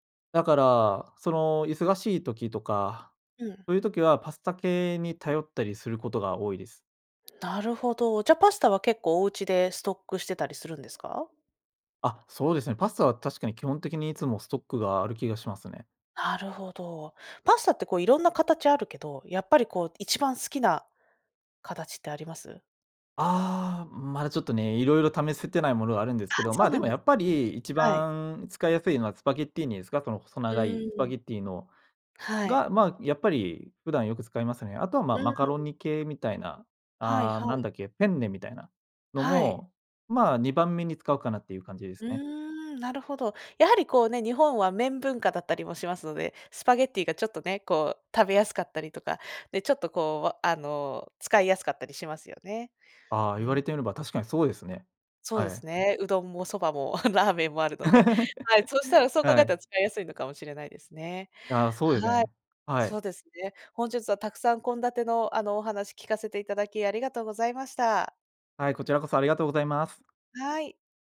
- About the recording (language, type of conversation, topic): Japanese, podcast, 普段、食事の献立はどのように決めていますか？
- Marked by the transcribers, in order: laugh; other background noise